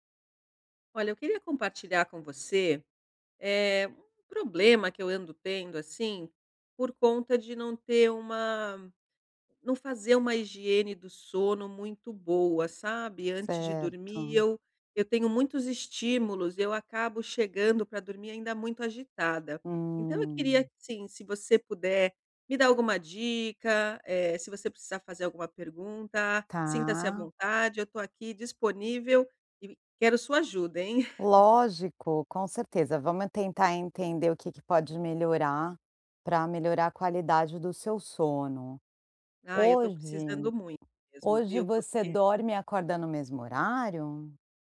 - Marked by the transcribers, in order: laugh
- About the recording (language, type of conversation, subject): Portuguese, advice, Como é a sua rotina relaxante antes de dormir?